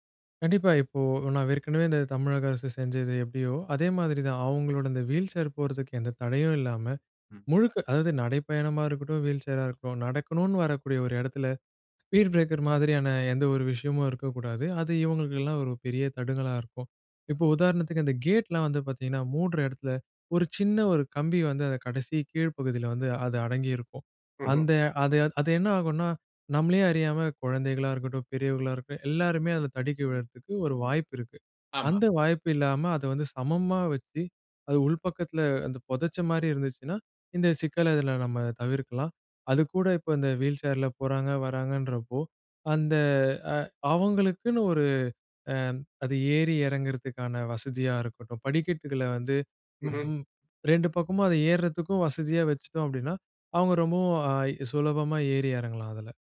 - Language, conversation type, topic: Tamil, podcast, பொதுப் பகுதியை அனைவரும் எளிதாகப் பயன்படுத்தக்கூடியதாக நீங்கள் எப்படி அமைப்பீர்கள்?
- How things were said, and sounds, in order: none